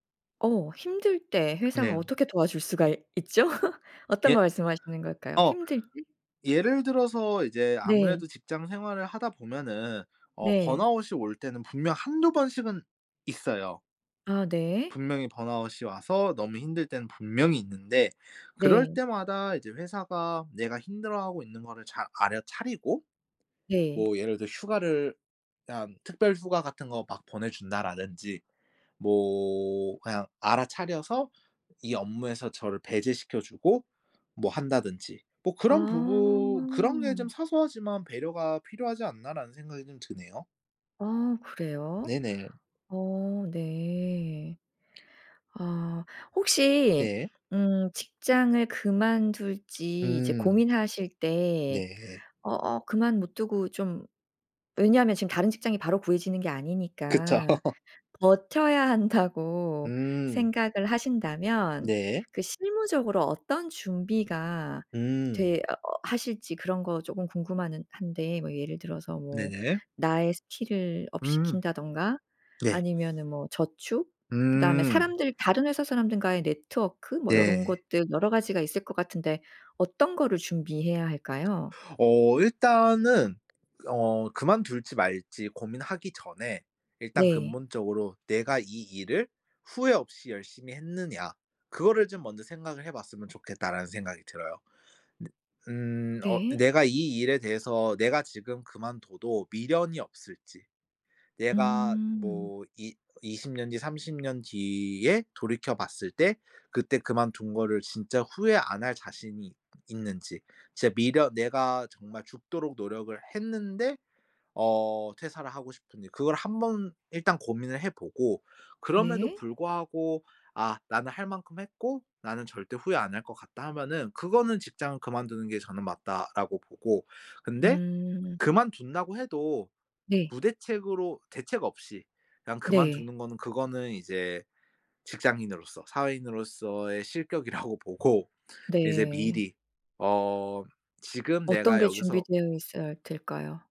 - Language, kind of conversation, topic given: Korean, podcast, 직장을 그만둘지 고민할 때 보통 무엇을 가장 먼저 고려하나요?
- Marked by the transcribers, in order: tapping; laughing while speaking: "수가 이 있죠?"; other background noise; in English: "burnout이"; in English: "burnout이"; "알아차리고" said as "알여차리고"; laughing while speaking: "한다.'고"; laugh; in English: "스킬을 업"; background speech; in English: "네트워크"; laughing while speaking: "실격이라고"